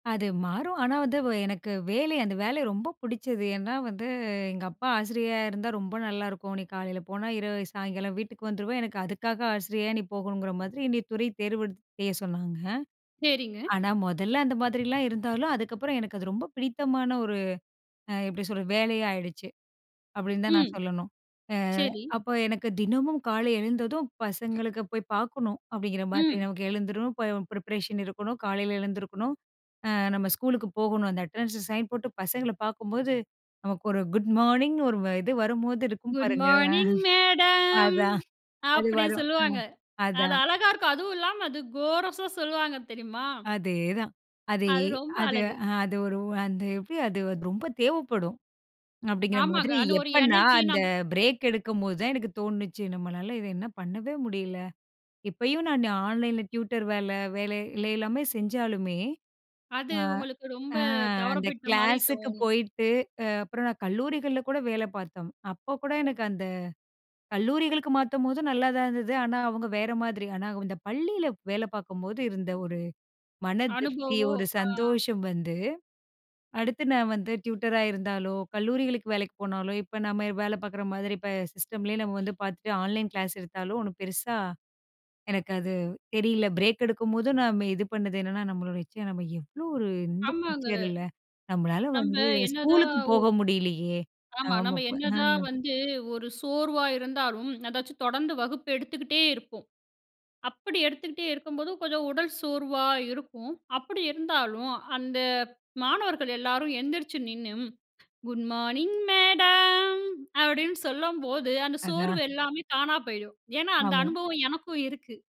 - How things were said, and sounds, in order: other background noise; other noise; in English: "ப்ரிப்பரேஷன்"; in English: "அட்டெண்டன்ஸ சைன்"; drawn out: "மேடம்"; in English: "ஆன்லைன்"; in English: "டியூட்டர்"; in English: "டியூட்டர்"; drawn out: "மேடம்!"
- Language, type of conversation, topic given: Tamil, podcast, துறையை மாற்றிய போது உங்கள் அடையாளம் எவ்வாறு மாறியது?